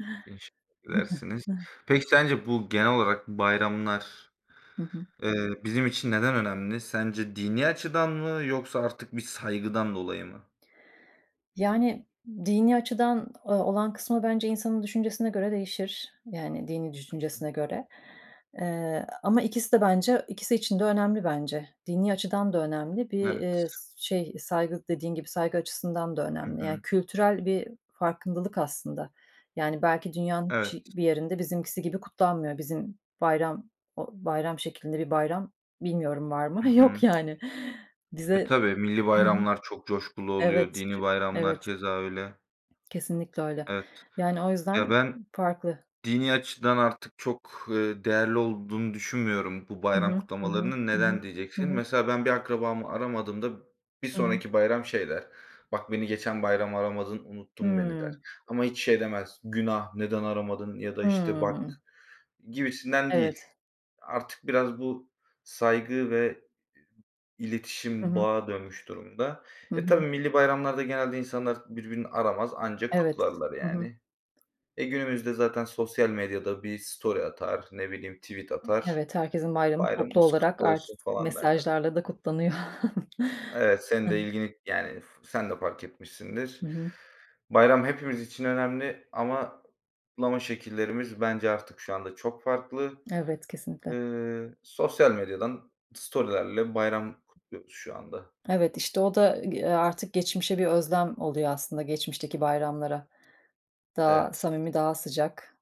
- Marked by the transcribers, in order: in English: "story"; in English: "tweet"; chuckle; in English: "story'lerle"
- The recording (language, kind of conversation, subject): Turkish, unstructured, Bayram kutlamaları neden bu kadar önemli?